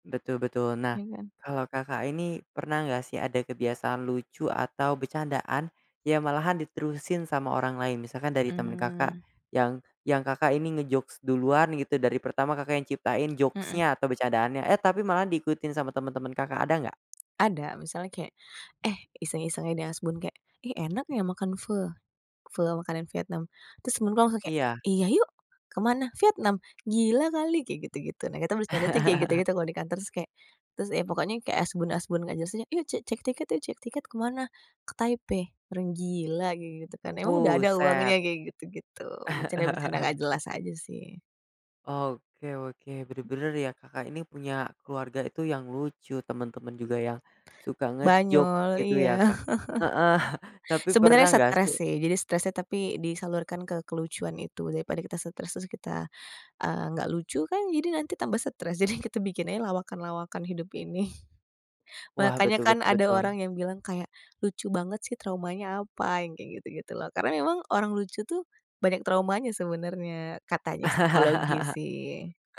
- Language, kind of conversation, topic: Indonesian, podcast, Apa kebiasaan lucu antar saudara yang biasanya muncul saat kalian berkumpul?
- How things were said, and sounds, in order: in English: "nge-jokes"; in English: "jokes-nya"; chuckle; chuckle; unintelligible speech; in English: "nge-joke"; chuckle; laughing while speaking: "Heeh"; laughing while speaking: "jadi"; laughing while speaking: "ini"; laugh